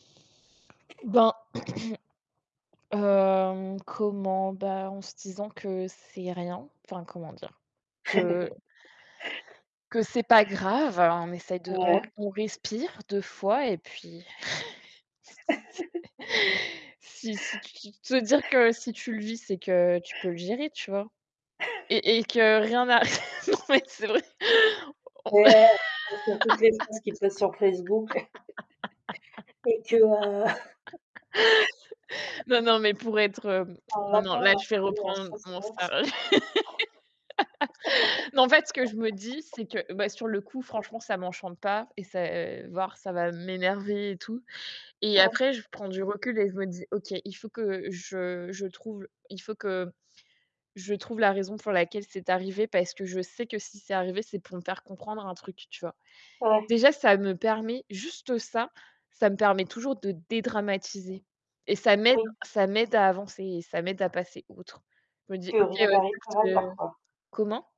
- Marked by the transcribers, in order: static; other background noise; throat clearing; tapping; chuckle; chuckle; chuckle; laughing while speaking: "non, mais c'est vrai"; chuckle; laugh; distorted speech; laugh; chuckle; laugh; unintelligible speech; laugh; chuckle; stressed: "dédramatiser"; unintelligible speech
- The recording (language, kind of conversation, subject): French, unstructured, Êtes-vous plutôt optimiste ou pessimiste dans la vie ?